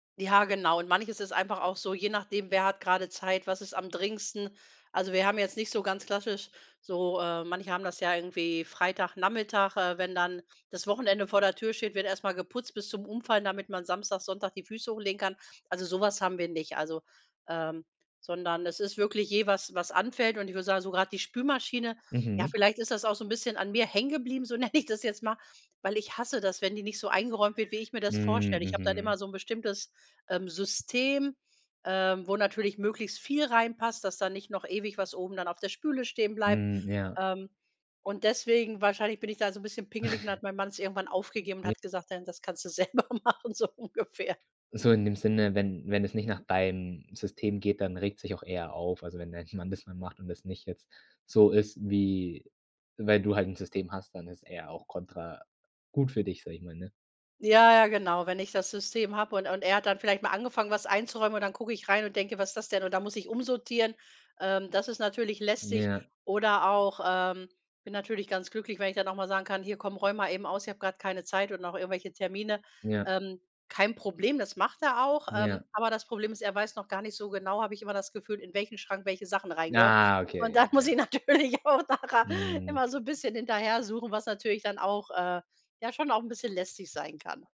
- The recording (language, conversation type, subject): German, podcast, Wie regelt ihr die Hausarbeit und die Pflichten zu Hause?
- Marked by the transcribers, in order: laughing while speaking: "nenne"; snort; laughing while speaking: "kannst du selber machen, so ungefähr"; laughing while speaking: "dann muss ich natürlich auch nachher"